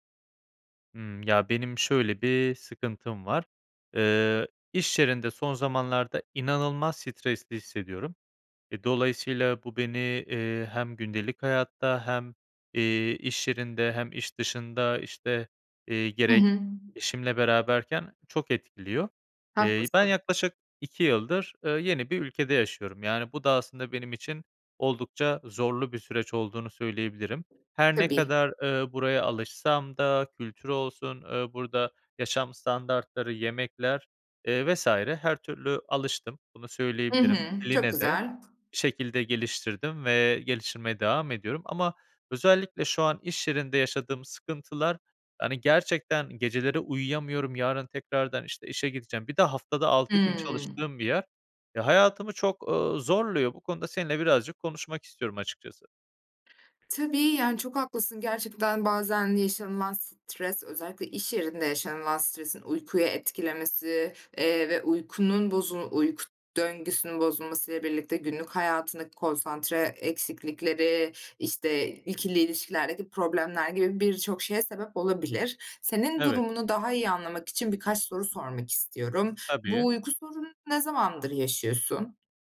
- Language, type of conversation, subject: Turkish, advice, İş stresi uykumu etkiliyor ve konsantre olamıyorum; ne yapabilirim?
- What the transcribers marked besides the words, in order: tapping; other background noise